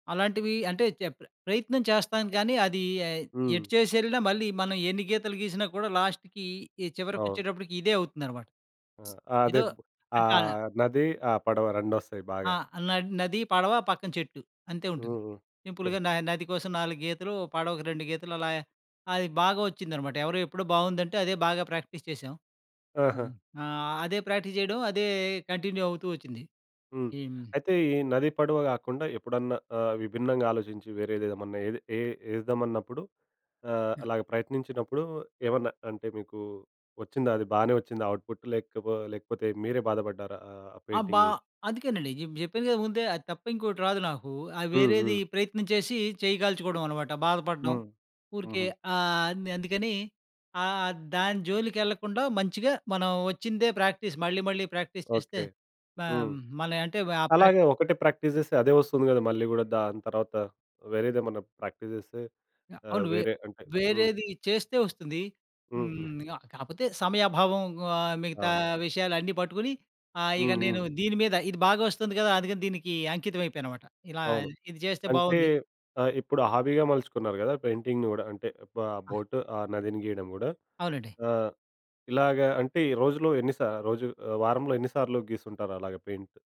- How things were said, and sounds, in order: in English: "లాస్ట్‌కి"; other background noise; in English: "సింపుల్‌గా"; chuckle; in English: "ప్రాక్టీస్"; in English: "ప్రాక్టీస్"; in English: "కంటిన్యూ"; in English: "ఔట్‌పుట్"; in English: "పెయింటింగ్"; in English: "ప్రాక్టీస్"; in English: "ప్రాక్టీస్"; in English: "ప్రాక్టీస్"; in English: "ప్రాక్టీస్"; in English: "హాబీగా"; in English: "పెయింటింగ్‌ని"; in English: "పెయింట్?"
- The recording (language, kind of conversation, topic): Telugu, podcast, ప్రతిరోజూ మీకు చిన్న ఆనందాన్ని కలిగించే హాబీ ఏది?